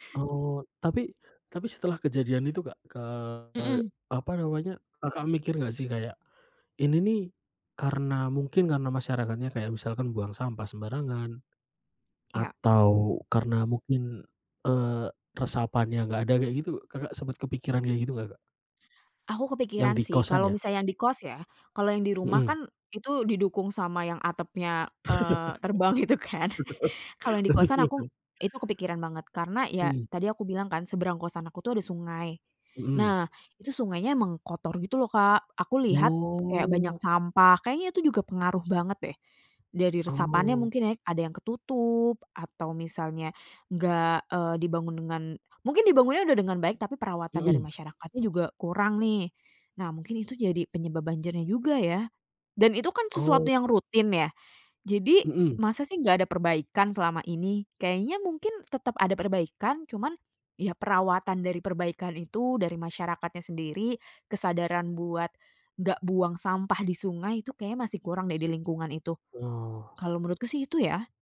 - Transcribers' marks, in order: tapping; laugh; laughing while speaking: "itu kan"; chuckle; drawn out: "Oh"; other background noise
- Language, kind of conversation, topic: Indonesian, podcast, Apa pengalamanmu menghadapi banjir atau kekeringan di lingkunganmu?